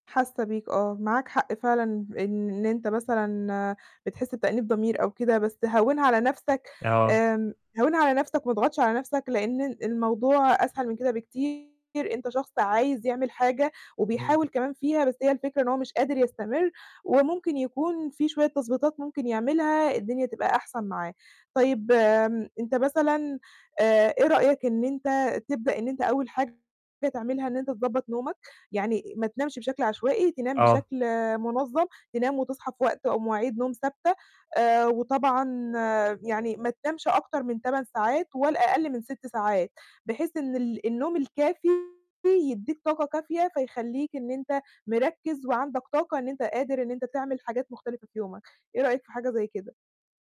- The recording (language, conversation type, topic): Arabic, advice, إزاي أقدر أستمر على عادة يومية بسيطة من غير ما أزهق؟
- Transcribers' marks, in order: distorted speech